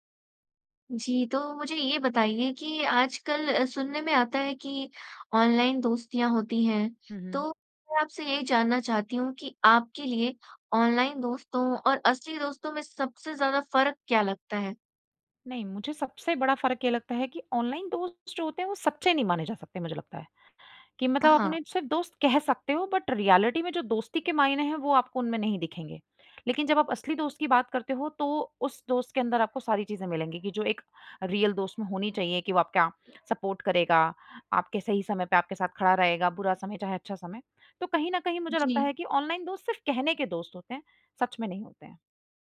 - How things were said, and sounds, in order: in English: "बट रियलिटी"; in English: "रियल"; in English: "सपोर्ट"
- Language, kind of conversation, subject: Hindi, podcast, ऑनलाइन दोस्तों और असली दोस्तों में क्या फर्क लगता है?